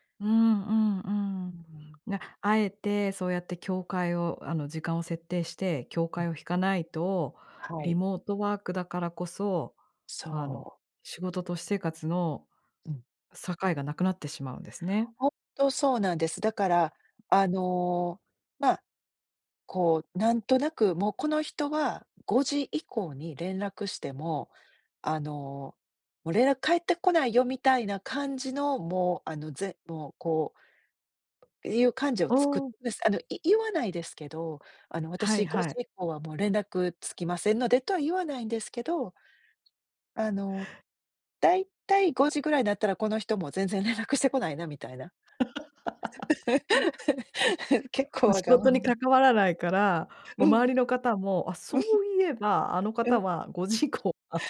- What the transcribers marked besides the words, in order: tapping; laugh; laugh; unintelligible speech; laugh
- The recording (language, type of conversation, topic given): Japanese, podcast, 仕事と私生活の境界はどのように引いていますか？